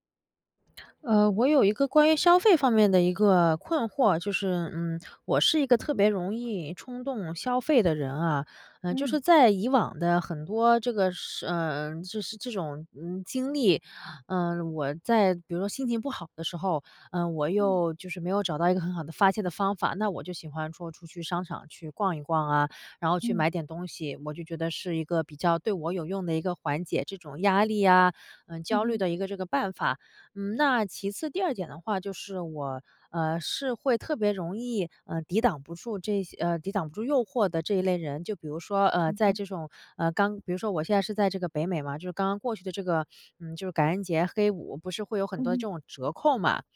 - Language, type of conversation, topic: Chinese, advice, 如何更有效地避免冲动消费？
- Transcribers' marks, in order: other background noise